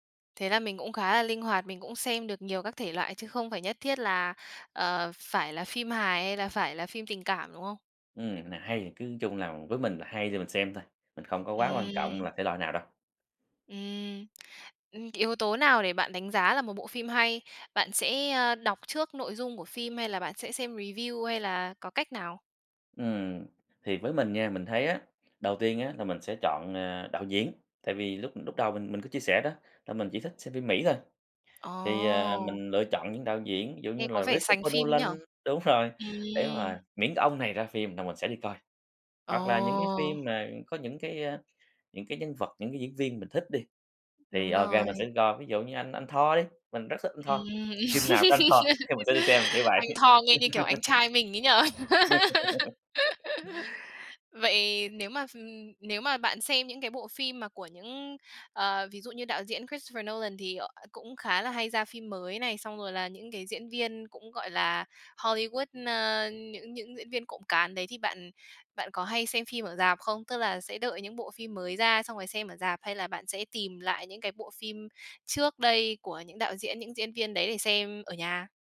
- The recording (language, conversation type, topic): Vietnamese, podcast, Bạn thích xem phim điện ảnh hay phim truyền hình dài tập hơn, và vì sao?
- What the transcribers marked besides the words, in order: tapping; in English: "review"; laugh; laugh